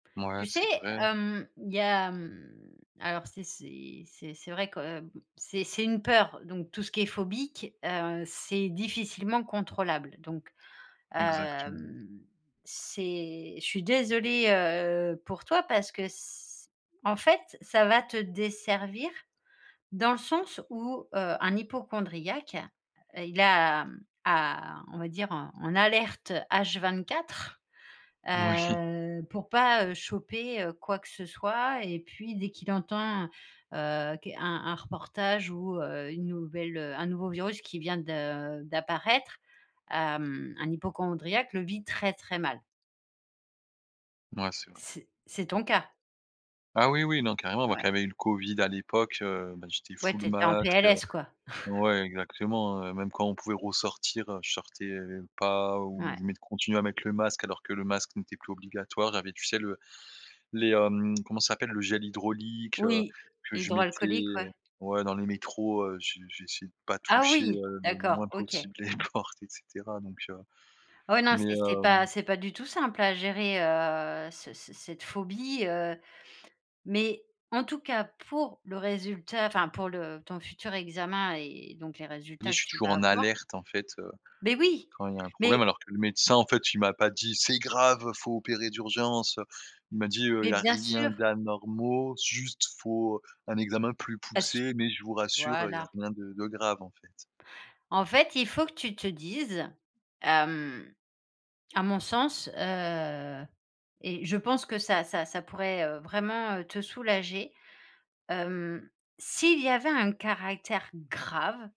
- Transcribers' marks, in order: other background noise; drawn out: "hem"; drawn out: "hem"; drawn out: "heu"; laughing while speaking: "Moui !"; drawn out: "hem"; chuckle; tongue click; laughing while speaking: "les portes"; drawn out: "heu"; stressed: "Mais"; put-on voice: "C'est grave, faut opérer d'urgence, heu !"; stressed: "grave"; drawn out: "hem"; drawn out: "heu"; stressed: "grave"
- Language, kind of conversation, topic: French, advice, Comment gérer l’attente de résultats médicaux et la peur de l’inconnu ?